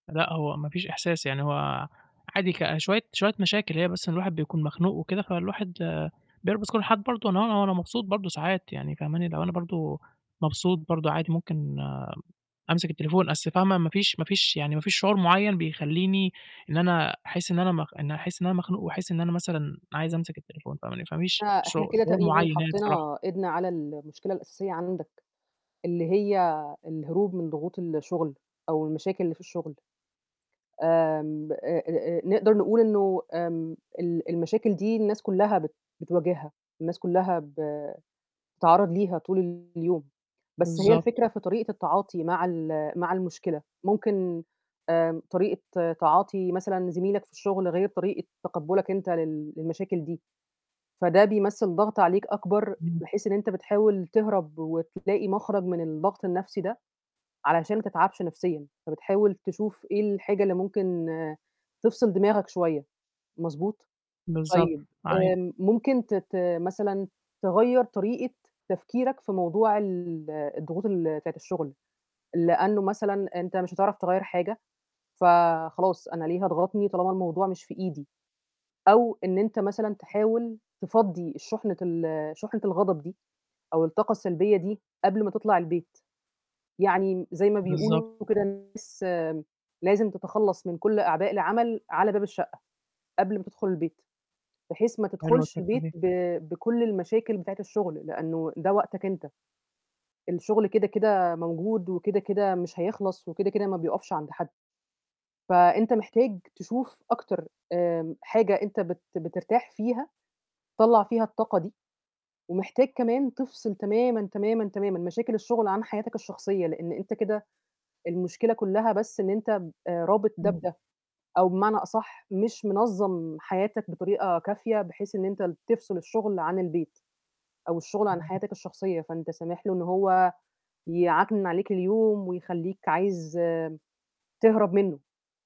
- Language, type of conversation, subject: Arabic, advice, إزاي تصفّح الموبايل بالليل بيأثر على نومك؟
- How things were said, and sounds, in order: unintelligible speech; other background noise; distorted speech; unintelligible speech